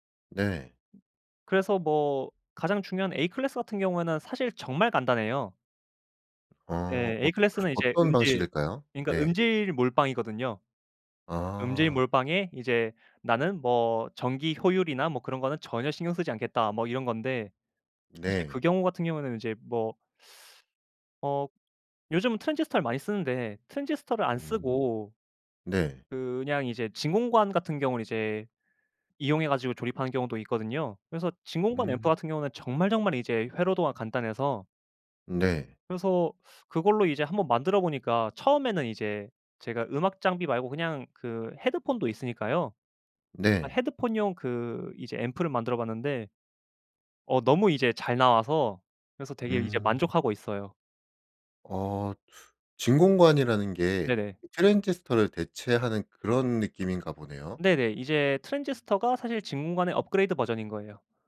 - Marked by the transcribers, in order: other background noise
- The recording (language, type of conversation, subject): Korean, podcast, 취미를 오래 유지하는 비결이 있다면 뭐예요?